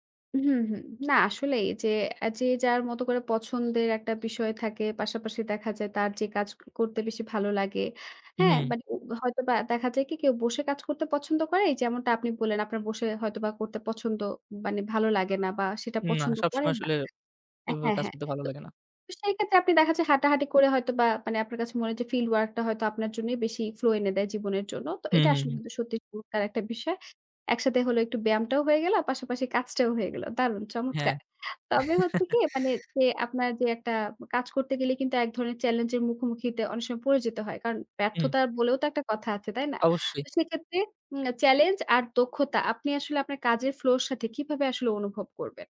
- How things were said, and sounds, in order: tapping; other background noise; in English: "field work"; chuckle
- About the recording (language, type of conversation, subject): Bengali, podcast, আপনি কোন ধরনের কাজ করতে করতে সবচেয়ে বেশি ‘তন্ময়তা’ অনুভব করেন?